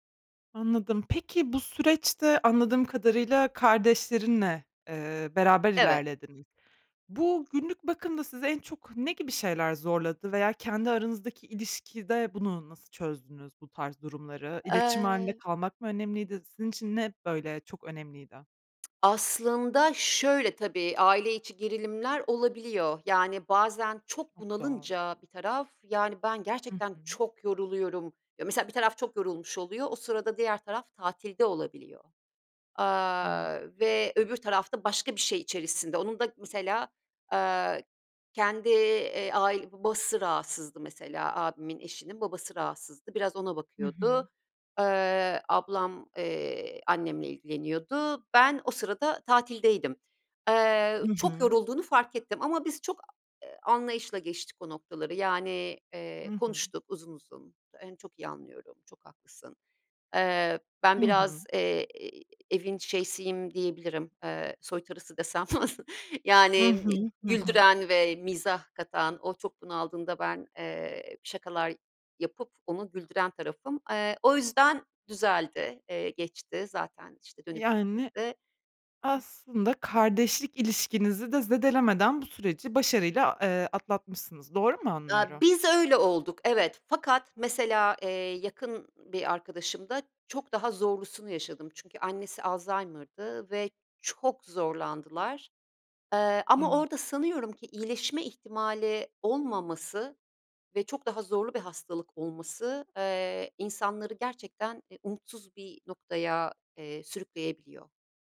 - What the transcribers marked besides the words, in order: tsk; stressed: "çok"; other background noise; scoff; tsk; other noise; stressed: "çok"
- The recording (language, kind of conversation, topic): Turkish, podcast, Yaşlı bir ebeveynin bakım sorumluluğunu üstlenmeyi nasıl değerlendirirsiniz?